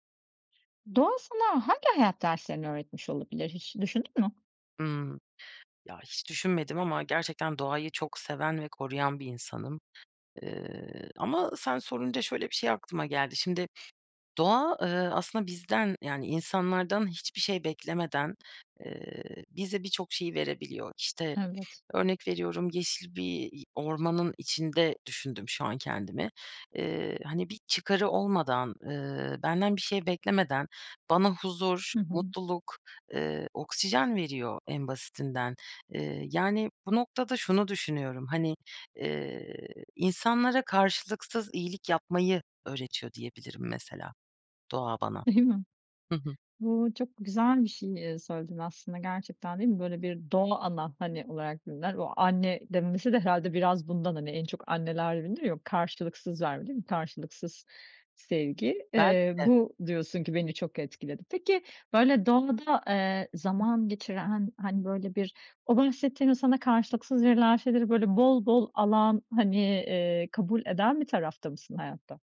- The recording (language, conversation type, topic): Turkish, podcast, Doğa sana hangi hayat derslerini öğretmiş olabilir?
- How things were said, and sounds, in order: other background noise; laughing while speaking: "Değil mi?"